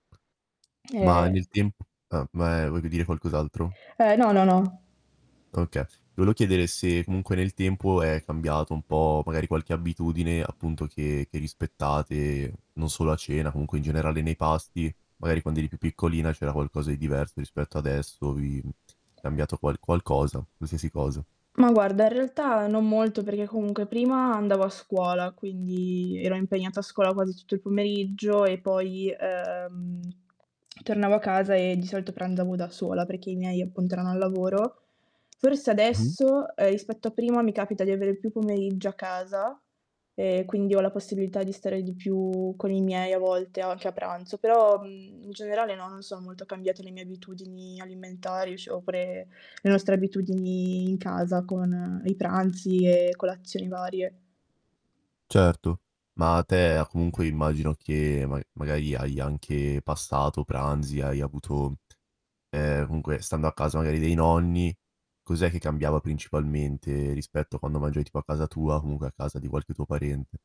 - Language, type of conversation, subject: Italian, podcast, Qual è il ruolo dei pasti in famiglia nella vostra vita quotidiana?
- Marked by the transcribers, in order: distorted speech; static; tapping; unintelligible speech